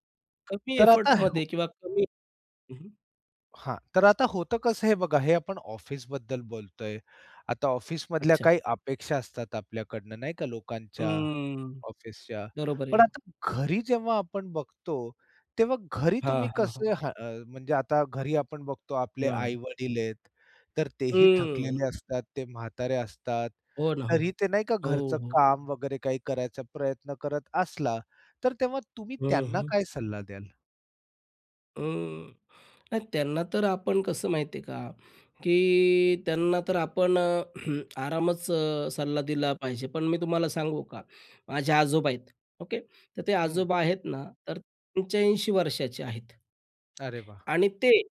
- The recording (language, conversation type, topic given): Marathi, podcast, आराम करताना दोषी वाटू नये यासाठी तुम्ही काय करता?
- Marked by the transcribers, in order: in English: "एफर्टमध्ये"; drawn out: "हम्म"; tapping; throat clearing; other background noise